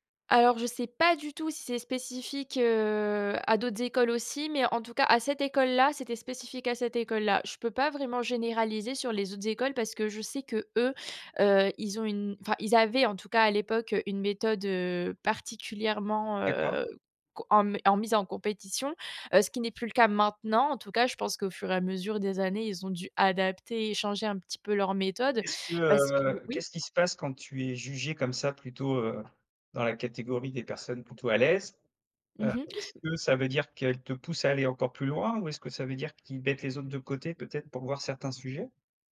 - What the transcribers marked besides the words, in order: stressed: "pas du tout"; stressed: "maintenant"; tapping
- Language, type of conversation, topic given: French, podcast, Que penses-tu des notes et des classements ?